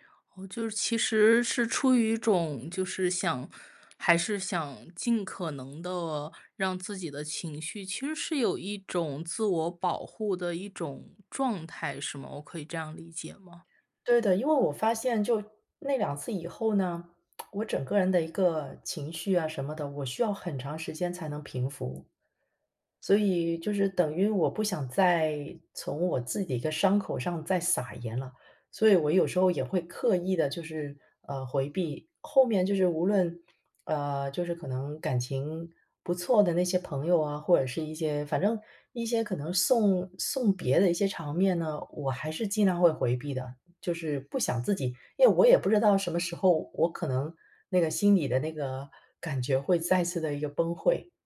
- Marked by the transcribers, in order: other background noise; lip smack; "平复" said as "平福"; "崩溃" said as "崩会"
- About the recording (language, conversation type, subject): Chinese, podcast, 你觉得逃避有时候算是一种自我保护吗？